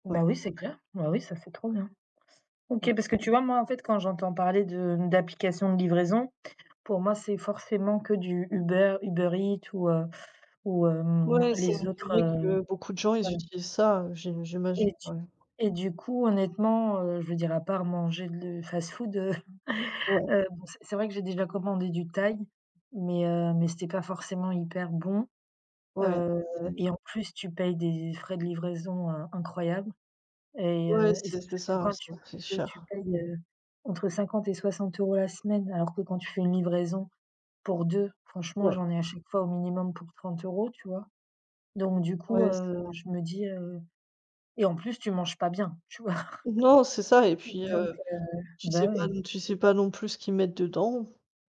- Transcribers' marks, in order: chuckle; tapping; other background noise; laughing while speaking: "tu vois ?"; chuckle
- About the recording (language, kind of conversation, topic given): French, unstructured, En quoi les applications de livraison ont-elles changé votre façon de manger ?
- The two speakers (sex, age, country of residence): female, 30-34, Germany; female, 35-39, France